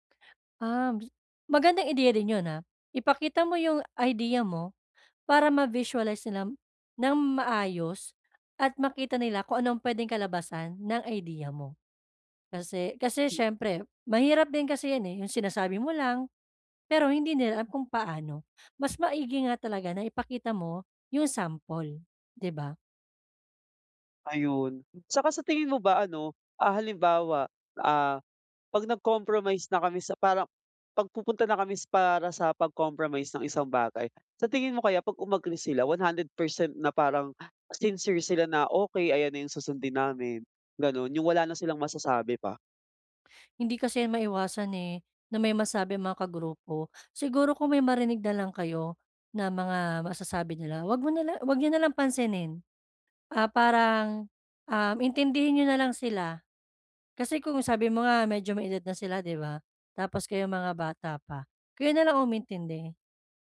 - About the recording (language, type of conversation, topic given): Filipino, advice, Paano ko haharapin ang hindi pagkakasundo ng mga interes sa grupo?
- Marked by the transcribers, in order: tapping